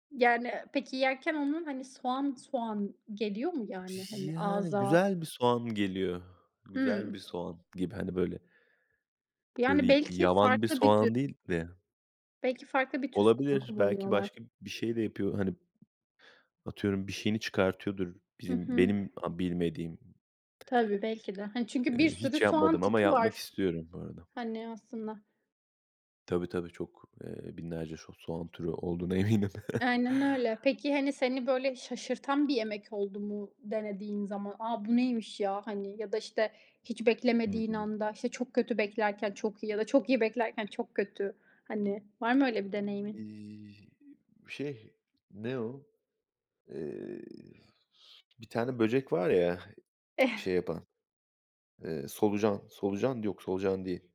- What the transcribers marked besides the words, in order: other background noise; tapping; chuckle; chuckle
- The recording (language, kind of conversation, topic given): Turkish, unstructured, Farklı ülkelerin yemek kültürleri seni nasıl etkiledi?
- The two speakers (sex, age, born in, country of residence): female, 25-29, Turkey, Spain; male, 30-34, Turkey, Portugal